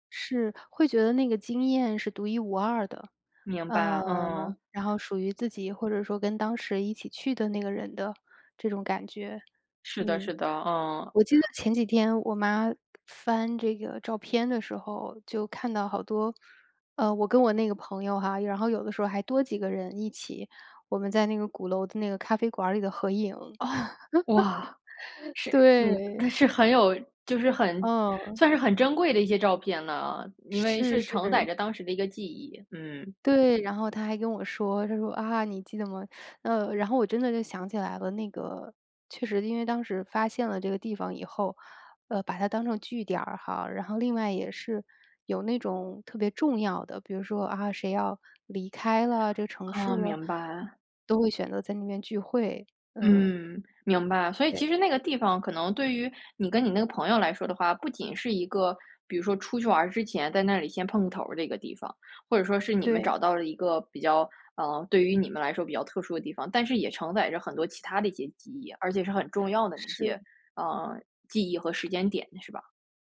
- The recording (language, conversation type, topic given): Chinese, podcast, 说说一次你意外发现美好角落的经历？
- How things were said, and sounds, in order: other background noise; laugh; joyful: "对"